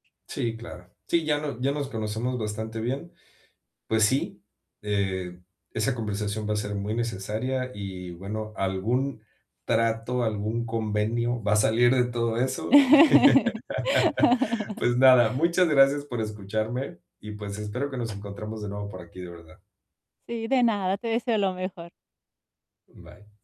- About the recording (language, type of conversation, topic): Spanish, advice, ¿Cómo puedo expresar mis necesidades a mi pareja sin herirla?
- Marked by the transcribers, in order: laugh; tapping